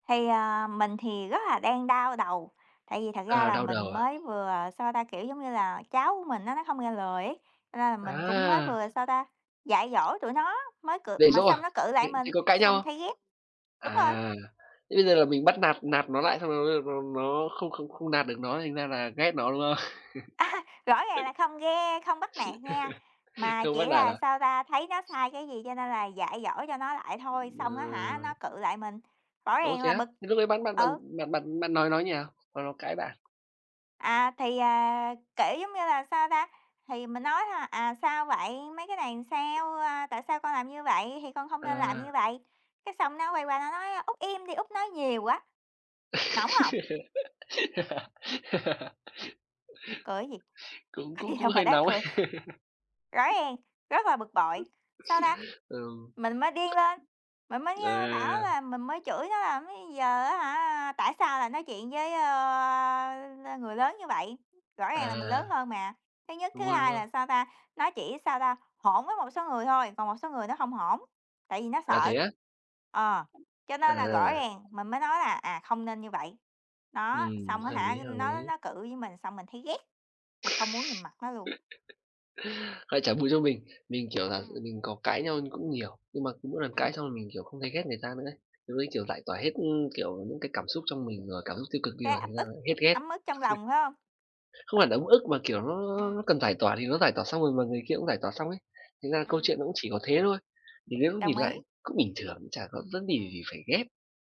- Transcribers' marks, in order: tapping; laughing while speaking: "A ha"; laughing while speaking: "không?"; chuckle; other background noise; laugh; laughing while speaking: "Có gì đâu mà"; chuckle; laugh; chuckle
- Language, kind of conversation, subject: Vietnamese, unstructured, Bạn có bao giờ cảm thấy ghét ai đó sau một cuộc cãi vã không?